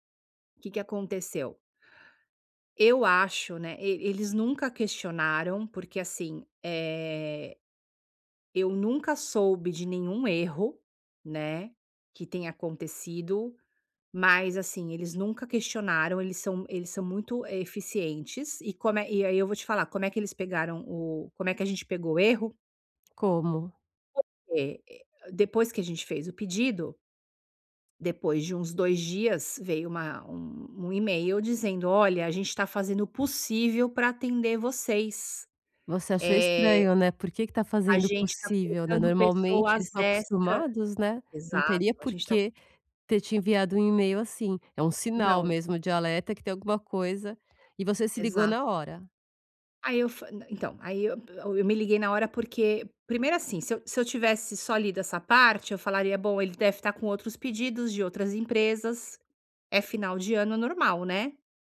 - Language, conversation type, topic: Portuguese, advice, Como posso recuperar a confiança depois de um erro profissional?
- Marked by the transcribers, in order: unintelligible speech